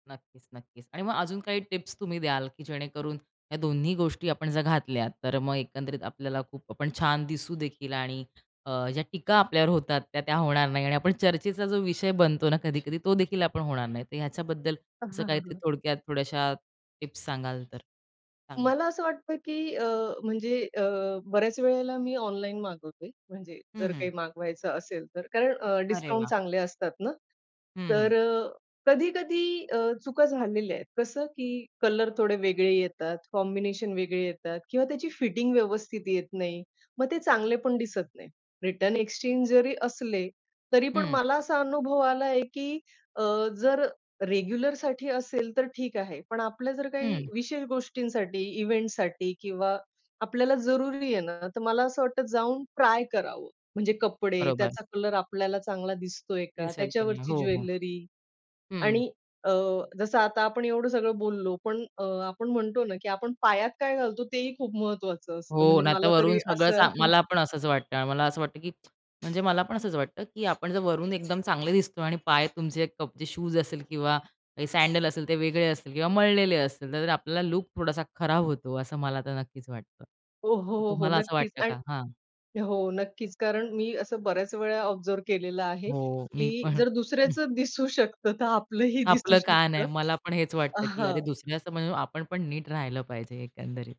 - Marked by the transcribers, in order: other background noise; tapping; background speech; in English: "कॉम्बिनेशन"; in English: "इव्हेंटसाठी"; chuckle; horn; in English: "ऑब्झर्व्ह"; laughing while speaking: "मी पण"; chuckle; laughing while speaking: "जर दुसऱ्याचं दिसू शकतं, तर आपलंही दिसू शकतं"
- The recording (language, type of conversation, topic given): Marathi, podcast, तुम्ही पारंपारिक आणि आधुनिक कपड्यांचा मेळ कसा घालता?